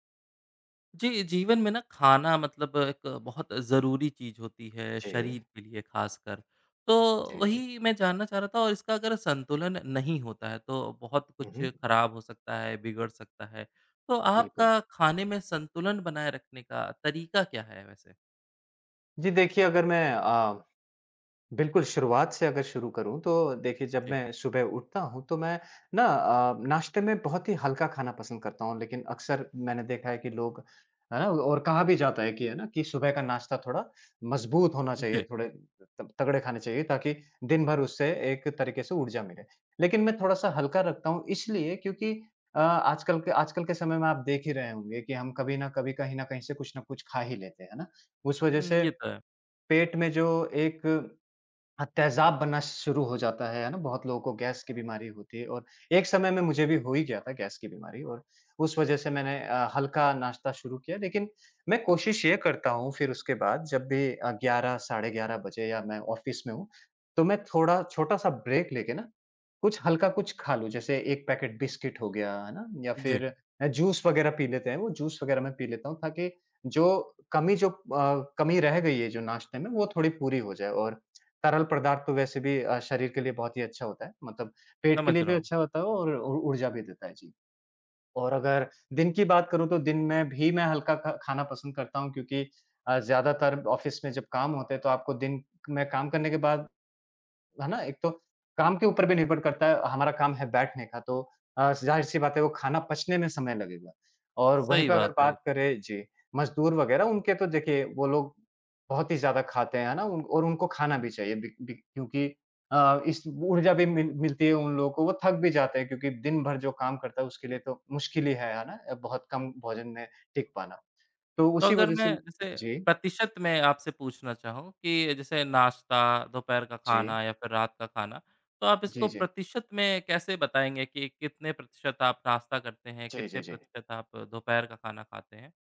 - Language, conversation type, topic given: Hindi, podcast, खाने में संतुलन बनाए रखने का आपका तरीका क्या है?
- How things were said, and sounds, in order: in English: "ऑफ़िस"; in English: "ब्रेक"; in English: "ऑफ़िस"